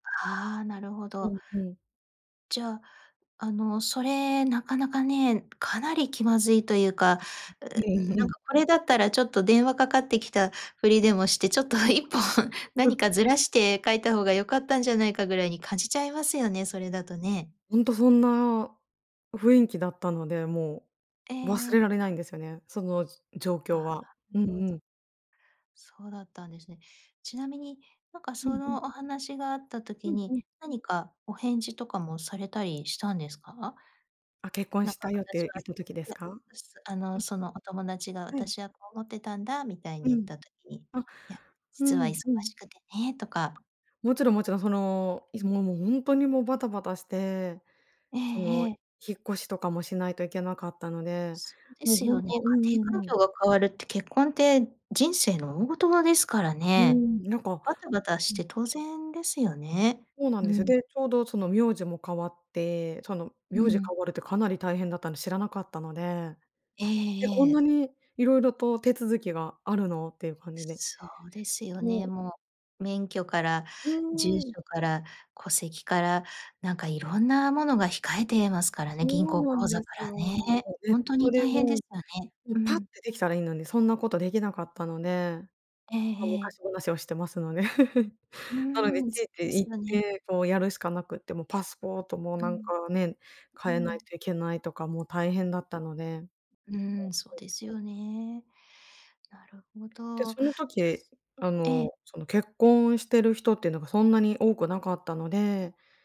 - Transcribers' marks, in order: other background noise; laughing while speaking: "ちょっと いっぽん"; unintelligible speech; unintelligible speech; tapping; laugh; unintelligible speech
- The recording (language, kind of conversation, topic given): Japanese, advice, 理由がわからないまま友人と疎遠になってしまったのですが、どうすればよいですか？